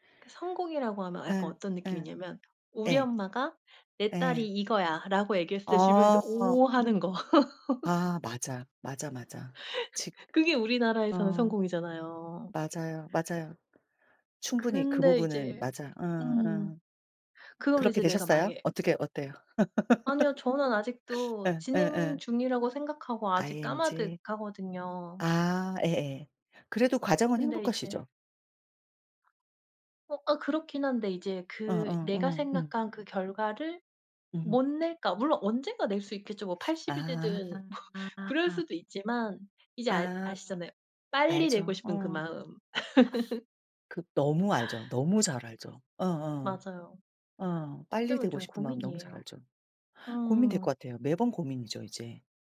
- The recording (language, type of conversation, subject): Korean, unstructured, 성공과 행복 중 어느 것이 더 중요하다고 생각하시나요?
- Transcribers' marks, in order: other background noise; laugh; laugh; tapping; laughing while speaking: "뭐"; gasp; laugh